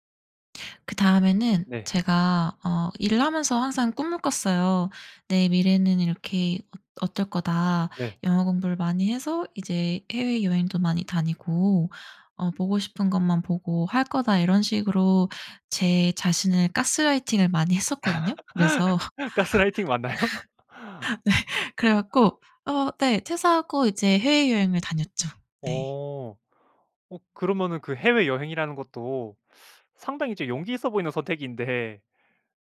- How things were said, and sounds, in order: laugh; laughing while speaking: "가스라이팅 맞나요?"; laughing while speaking: "그래서 네"; laugh
- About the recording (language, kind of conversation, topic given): Korean, podcast, 인생에서 가장 큰 전환점은 언제였나요?